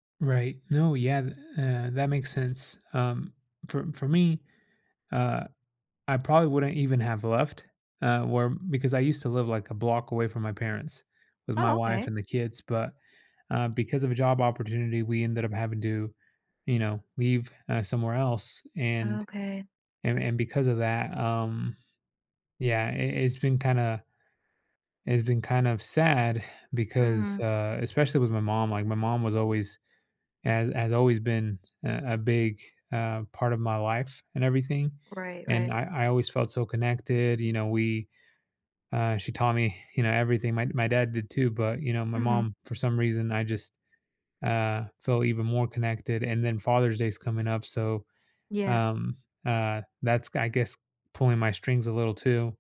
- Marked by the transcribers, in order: other background noise
- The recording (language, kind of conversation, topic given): English, advice, How can I cope with guilt about not visiting my aging parents as often as I'd like?